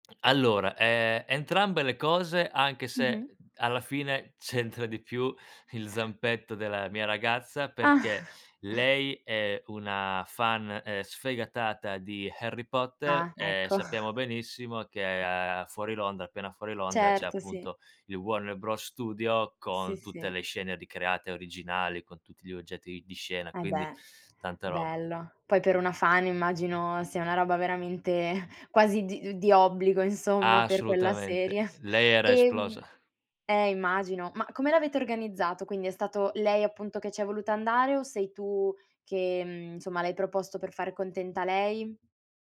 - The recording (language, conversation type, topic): Italian, podcast, Mi racconti di un viaggio che ti ha cambiato la vita?
- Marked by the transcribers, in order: chuckle; chuckle; chuckle; other background noise; laughing while speaking: "serie"